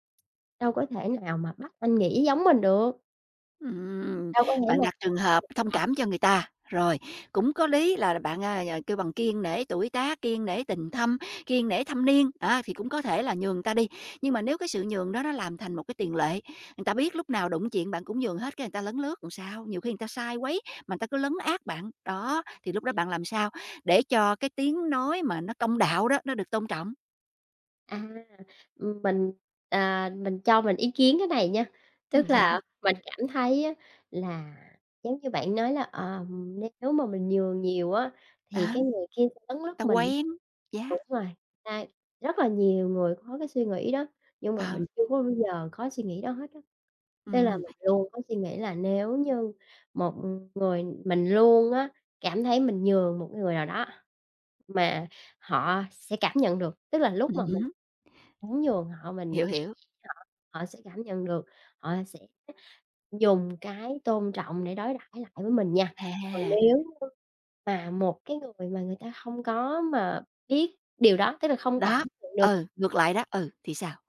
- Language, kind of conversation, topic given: Vietnamese, podcast, Làm thế nào để bày tỏ ý kiến trái chiều mà vẫn tôn trọng?
- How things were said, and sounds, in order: unintelligible speech; "người" said as "ừn"; "người" said as "ừn"; "rồi" said as "ừn"; "người" said as "ừn"; other background noise; tapping